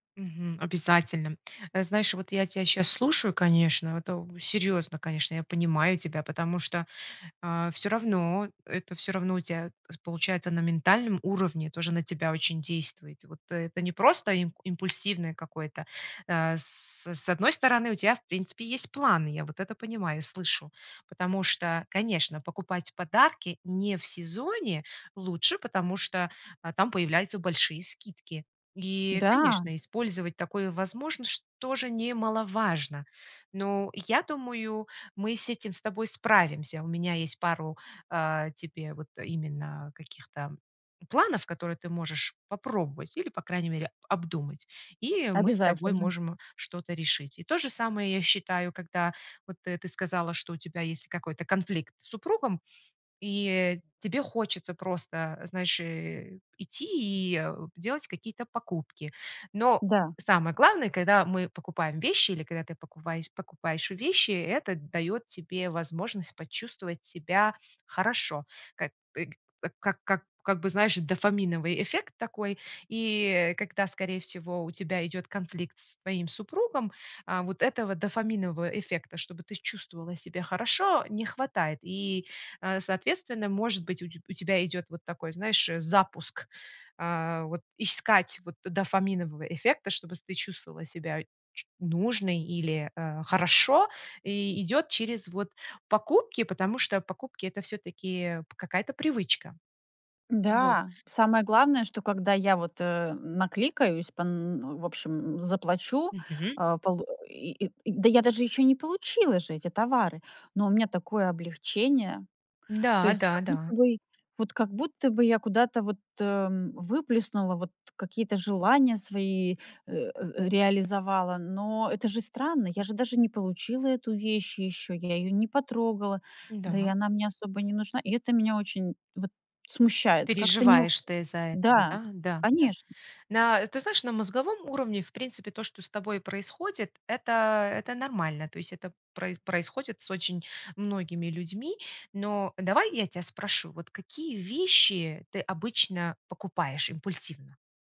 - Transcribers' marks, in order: other background noise; tapping
- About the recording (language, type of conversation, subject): Russian, advice, Какие импульсивные покупки вы делаете и о каких из них потом жалеете?